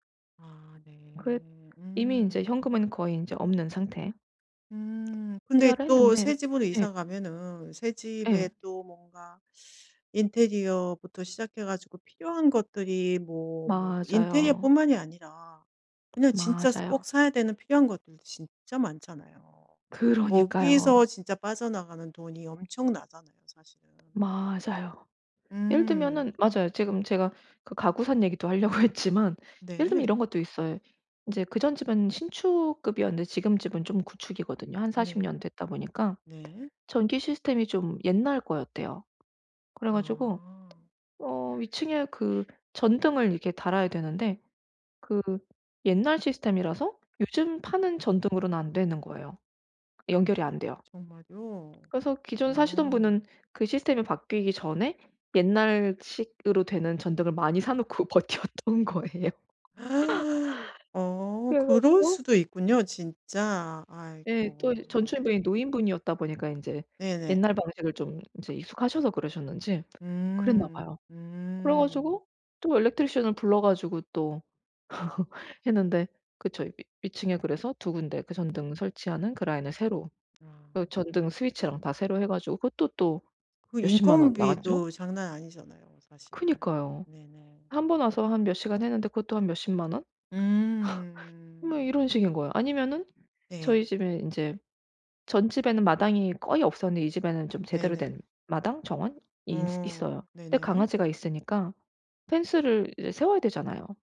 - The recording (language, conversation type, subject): Korean, advice, 부채가 계속 늘어날 때 지출을 어떻게 통제할 수 있을까요?
- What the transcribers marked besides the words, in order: other background noise; tapping; laughing while speaking: "하려고 했지만"; gasp; laughing while speaking: "버텨 왔던"; gasp; laugh; laughing while speaking: "그래 가지고"; in English: "electrician을"; laugh; laugh